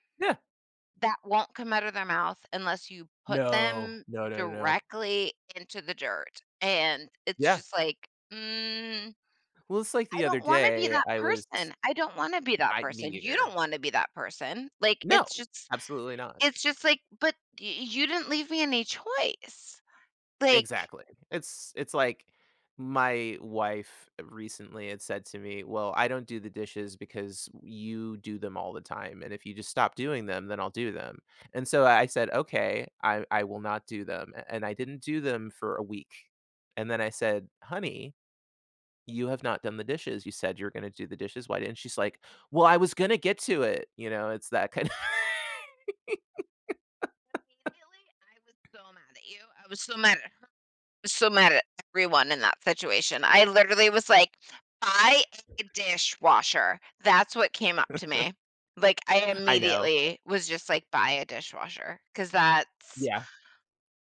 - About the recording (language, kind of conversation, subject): English, unstructured, How can I balance giving someone space while staying close to them?
- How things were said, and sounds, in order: laughing while speaking: "kind of"; laugh; other background noise; chuckle